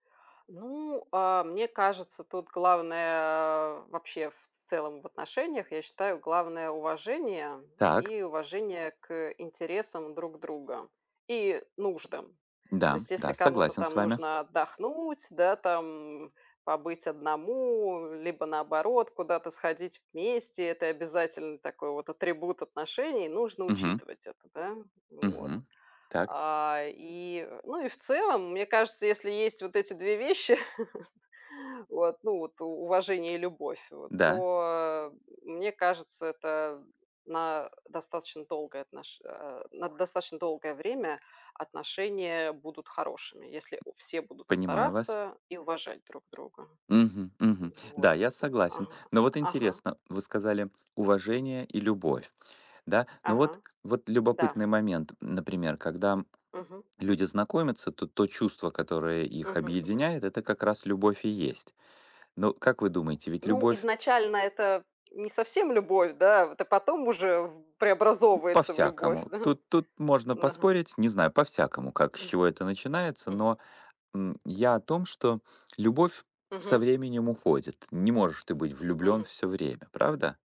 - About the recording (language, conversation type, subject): Russian, unstructured, Как сохранить интерес друг к другу со временем?
- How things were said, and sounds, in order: tapping; laugh; other animal sound; other background noise